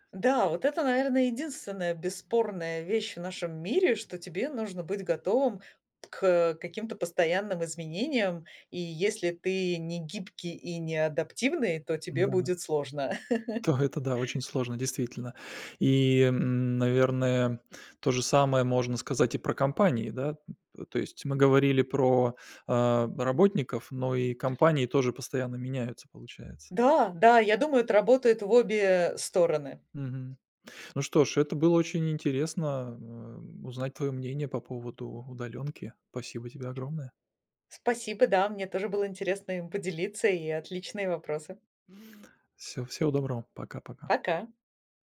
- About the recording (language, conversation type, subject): Russian, podcast, Что вы думаете о гибком графике и удалённой работе?
- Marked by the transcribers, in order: tapping; chuckle; other background noise